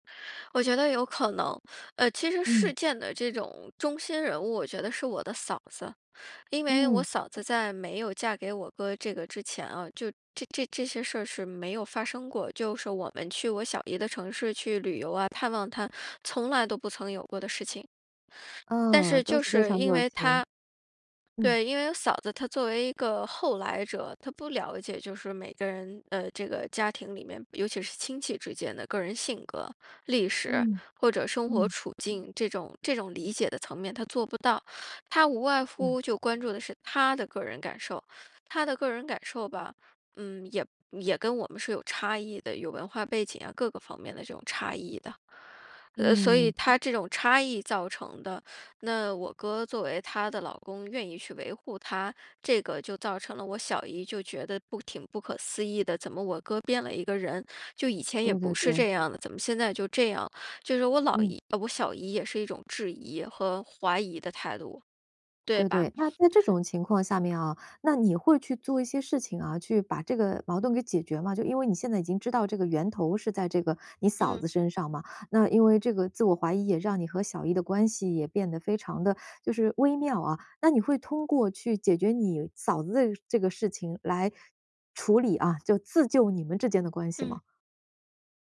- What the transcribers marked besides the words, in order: none
- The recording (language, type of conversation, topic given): Chinese, podcast, 当你被自我怀疑困住时，该如何自救？